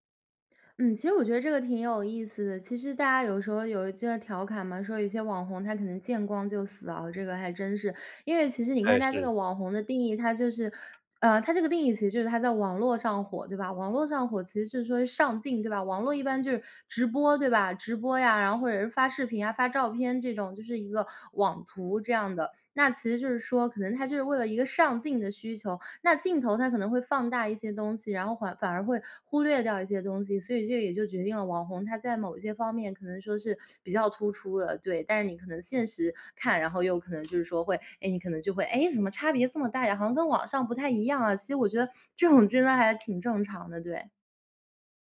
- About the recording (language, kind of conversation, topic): Chinese, podcast, 网红呈现出来的形象和真实情况到底相差有多大？
- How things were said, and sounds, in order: other background noise; laughing while speaking: "这种"